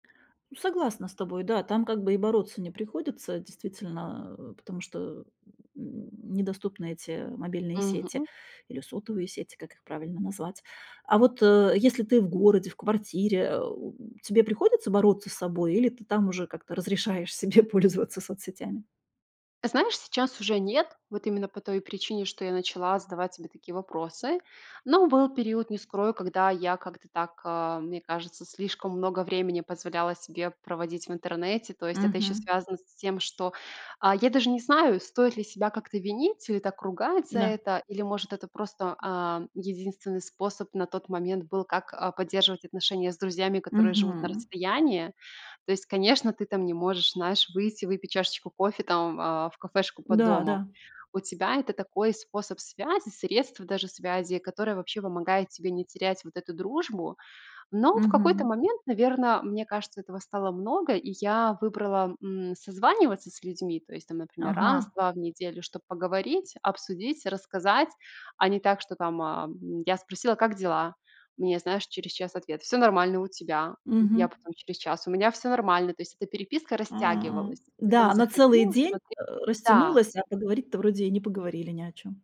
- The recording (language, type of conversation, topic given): Russian, podcast, Как ты обычно берёшь паузу от социальных сетей?
- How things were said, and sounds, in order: laughing while speaking: "пользоваться"